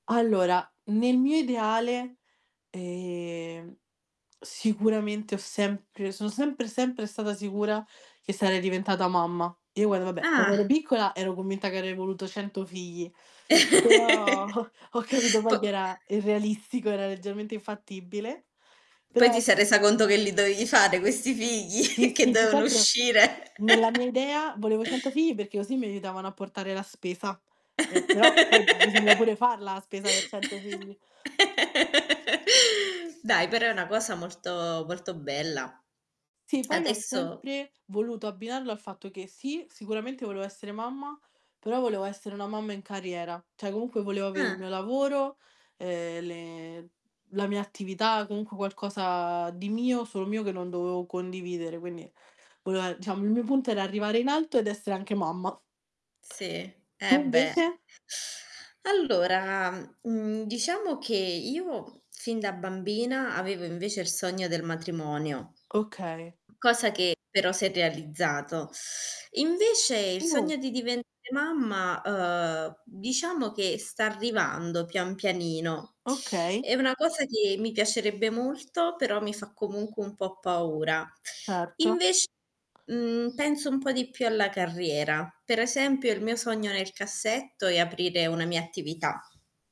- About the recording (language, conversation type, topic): Italian, unstructured, Che cosa ti rende felice quando pensi al tuo futuro?
- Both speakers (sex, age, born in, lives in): female, 20-24, Italy, Italy; female, 30-34, Germany, Italy
- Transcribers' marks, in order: drawn out: "ehm"; static; distorted speech; chuckle; tapping; laughing while speaking: "ho ho capito"; other background noise; "dovevi" said as "dovei"; chuckle; "devono" said as "deono"; chuckle; "così" said as "osì"; laugh; lip smack; "volevo" said as "voleo"; "volevo" said as "voleo"; "cioè" said as "ceh"; "comunque" said as "counque"; "volevo" said as "voleo"; drawn out: "le"; "comunque" said as "counque"; drawn out: "qualcosa"; "dovevo" said as "doveo"; "quindi" said as "quinni"; "diciamo" said as "ciamo"; "invece" said as "nvece"; drawn out: "Allora"; bird; "diventare" said as "divente"; other animal sound